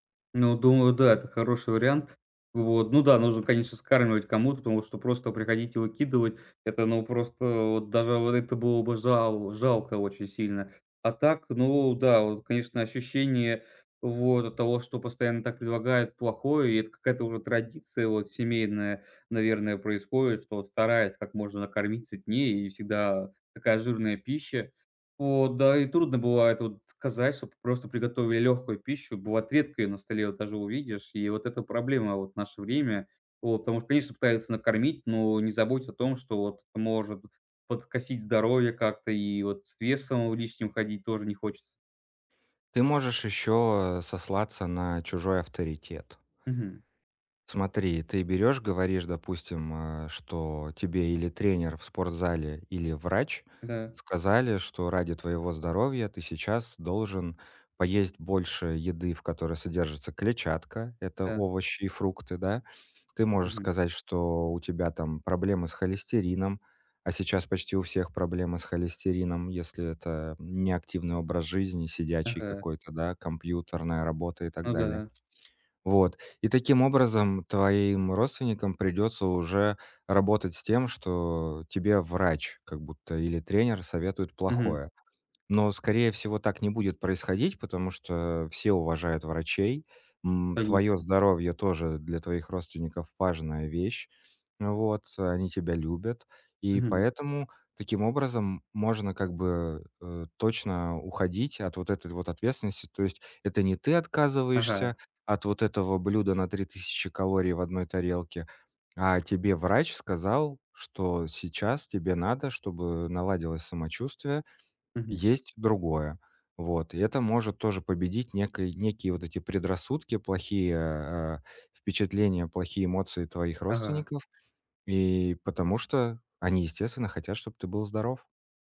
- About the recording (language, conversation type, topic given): Russian, advice, Как вежливо и уверенно отказаться от нездоровой еды?
- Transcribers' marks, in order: other background noise